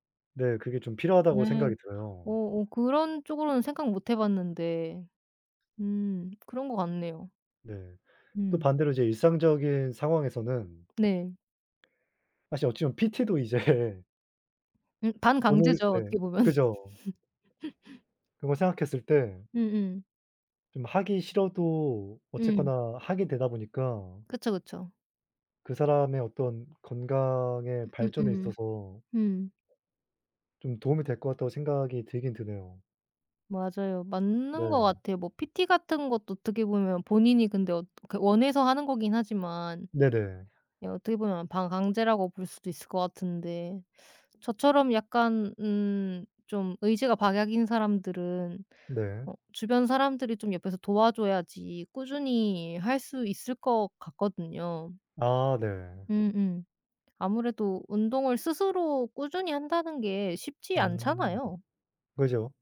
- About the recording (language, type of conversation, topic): Korean, unstructured, 운동을 억지로 시키는 것이 옳을까요?
- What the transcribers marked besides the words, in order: other background noise; tapping; laughing while speaking: "이제"; laugh